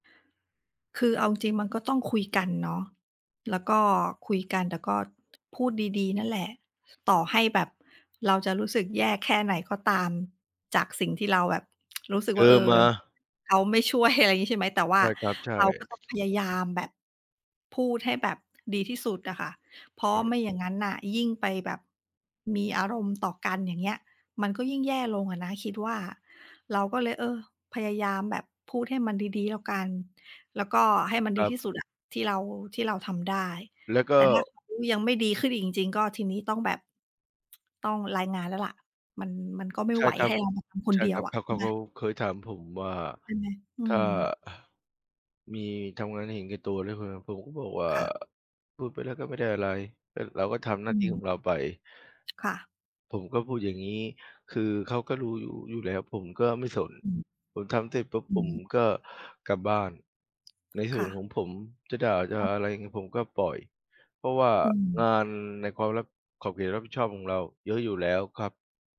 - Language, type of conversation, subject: Thai, unstructured, คุณรู้สึกอย่างไรเมื่อเจอเพื่อนร่วมงานที่ไม่ยอมช่วยเหลือกัน?
- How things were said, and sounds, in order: tapping; other background noise; tsk; drawn out: "ว่า"